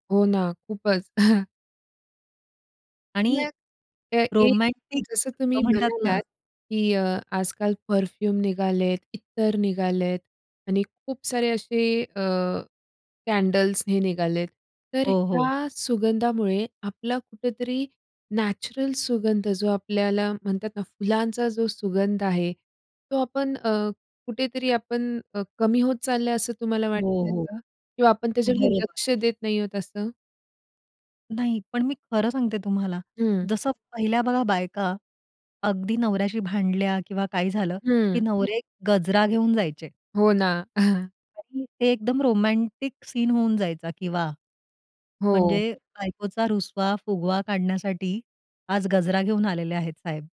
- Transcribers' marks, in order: chuckle; in English: "परफ्यूम"; tapping; chuckle
- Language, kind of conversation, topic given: Marathi, podcast, वसंताचा सुवास आणि फुलं तुला कशी भावतात?